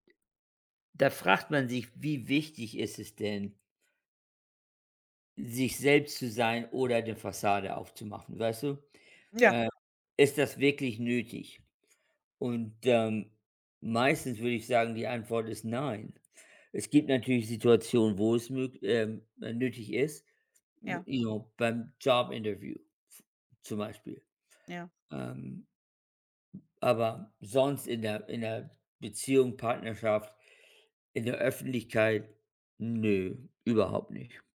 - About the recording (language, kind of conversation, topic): German, unstructured, Was gibt dir das Gefühl, wirklich du selbst zu sein?
- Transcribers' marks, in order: none